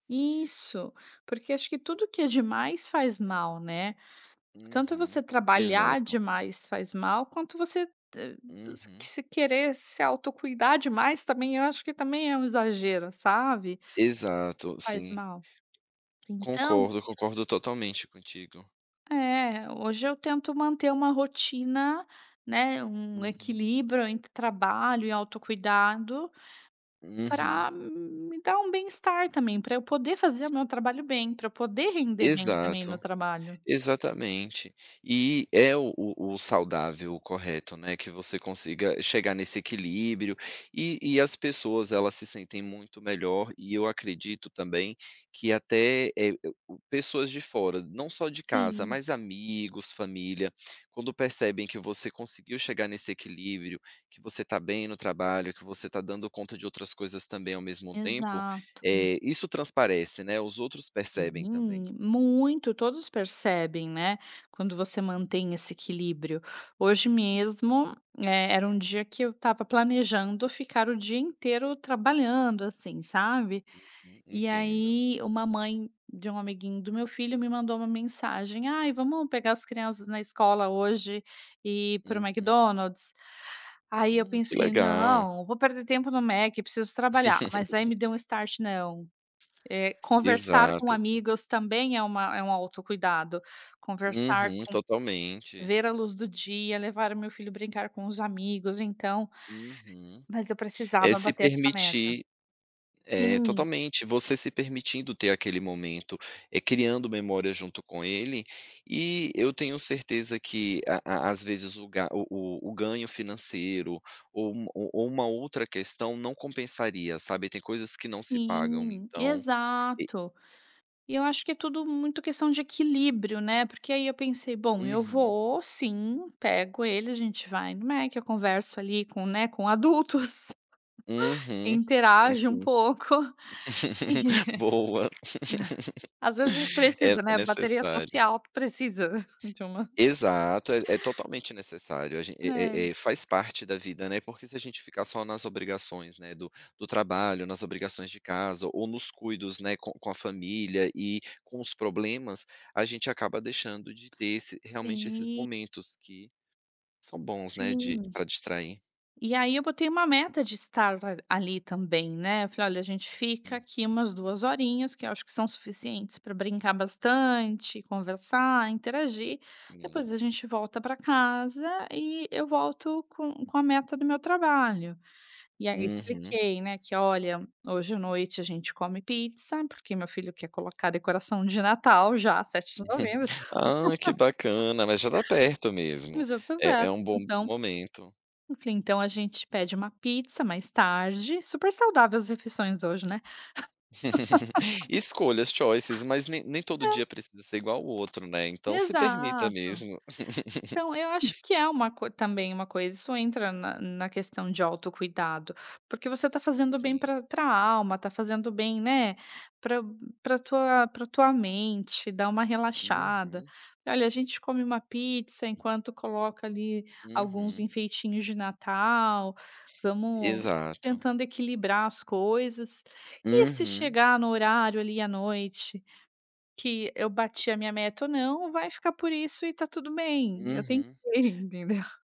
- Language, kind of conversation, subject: Portuguese, podcast, Como você equilibra trabalho e autocuidado?
- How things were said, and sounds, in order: other noise; laugh; laughing while speaking: "adultos"; laugh; laughing while speaking: "Boa"; laugh; "cuidados" said as "cuidos"; tapping; chuckle; laugh; laugh; in English: "choices"; laugh; laugh; laughing while speaking: "tentei, entendeu?"